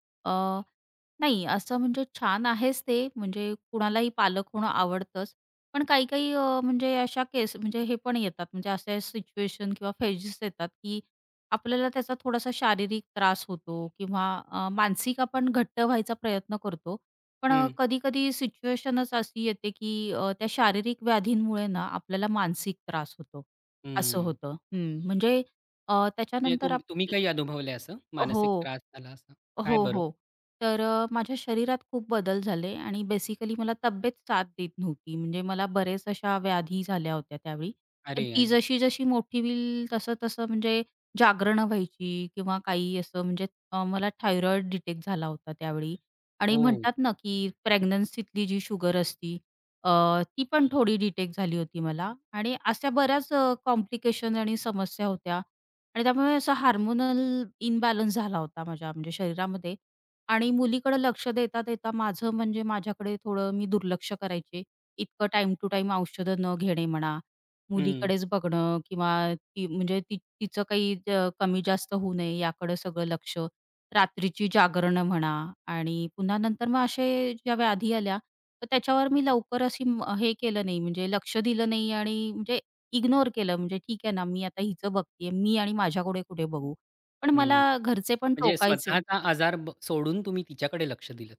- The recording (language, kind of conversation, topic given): Marathi, podcast, वयाच्या वेगवेगळ्या टप्प्यांमध्ये पालकत्व कसे बदलते?
- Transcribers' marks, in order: tapping; other noise; in English: "बेसिकली"; sad: "अरे, अरे"; in English: "थायरॉईड"; horn; in English: "कॉम्प्लिकेशन्स"; in English: "हार्मोनल"; in English: "टाईम टू टाईम"